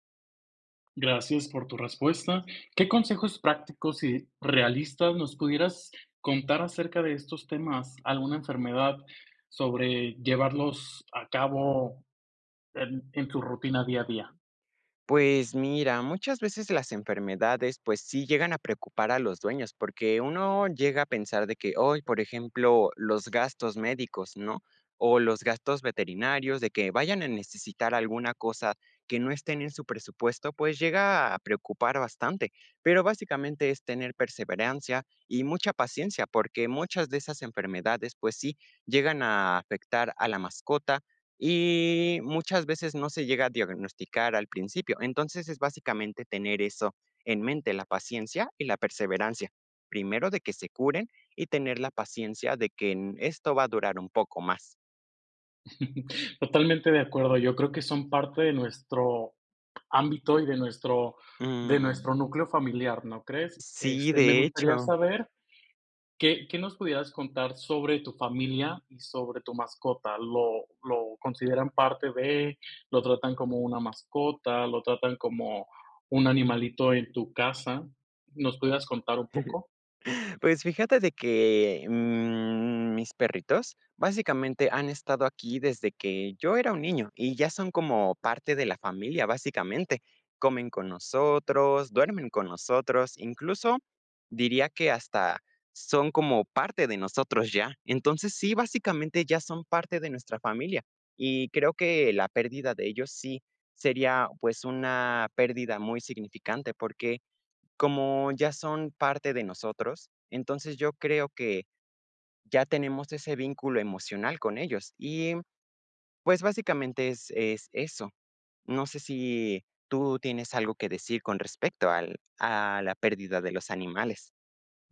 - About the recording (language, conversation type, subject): Spanish, podcast, ¿Qué te aporta cuidar de una mascota?
- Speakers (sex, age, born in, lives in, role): male, 20-24, Mexico, Mexico, guest; male, 25-29, Mexico, Mexico, host
- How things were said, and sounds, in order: chuckle; chuckle; drawn out: "mm"